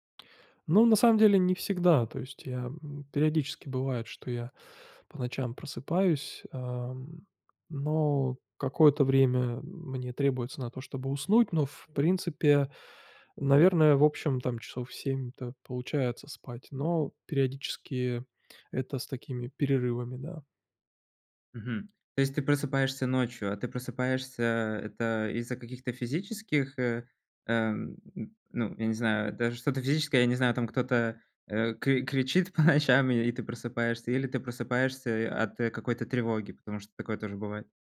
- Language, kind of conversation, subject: Russian, advice, Как быстро снизить умственную усталость и восстановить внимание?
- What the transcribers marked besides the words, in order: tapping; laughing while speaking: "по ночам"